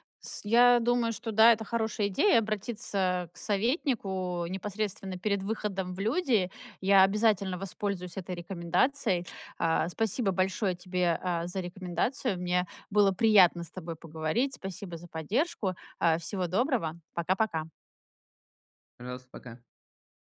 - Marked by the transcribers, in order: none
- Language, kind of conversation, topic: Russian, advice, Как справиться с неловкостью на вечеринках и в разговорах?